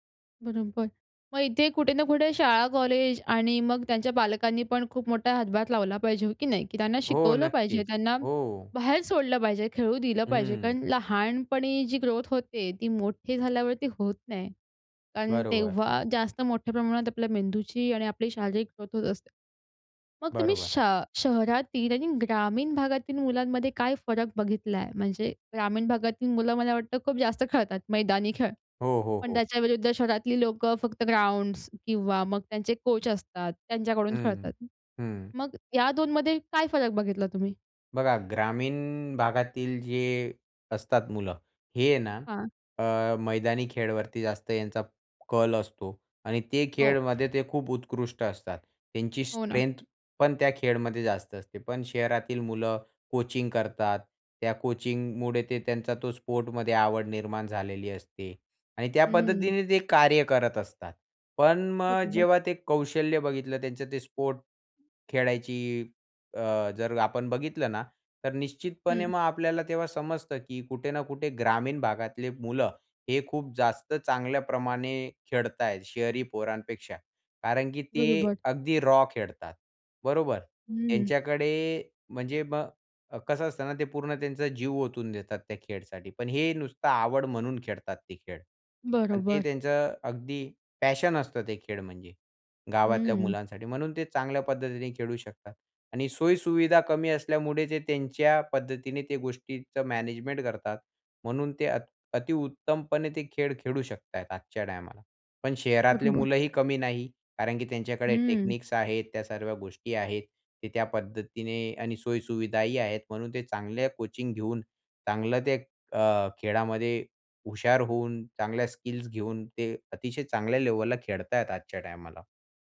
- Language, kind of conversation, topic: Marathi, podcast, लहानपणीच्या खेळांचा तुमच्यावर काय परिणाम झाला?
- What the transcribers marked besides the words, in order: other noise; in English: "स्ट्रेंथ"; in English: "रॉ"; in English: "पॅशन"; in English: "टेक्निक्स"